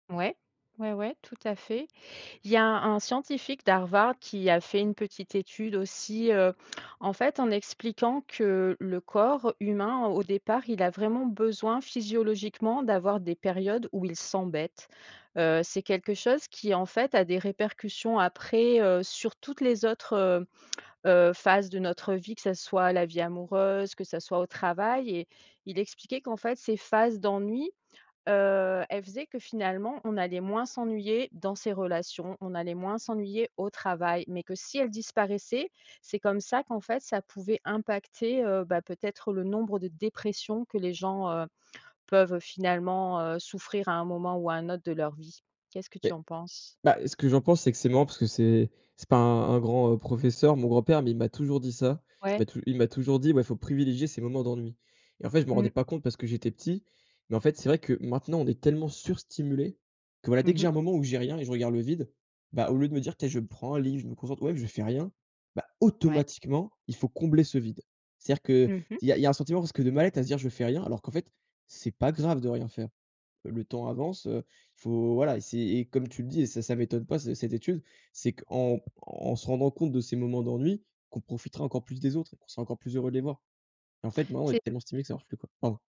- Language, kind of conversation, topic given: French, podcast, Comment t’organises-tu pour faire une pause numérique ?
- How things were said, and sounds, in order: stressed: "dépressions"; stressed: "automatiquement"; tapping